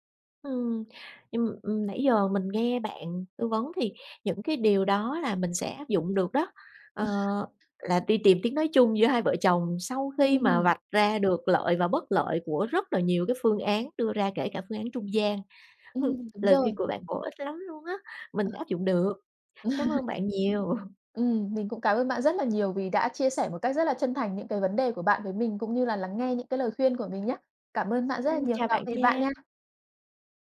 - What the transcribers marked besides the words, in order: tapping; other noise; other background noise; chuckle; laugh; chuckle
- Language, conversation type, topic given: Vietnamese, advice, Nên mua nhà hay tiếp tục thuê nhà?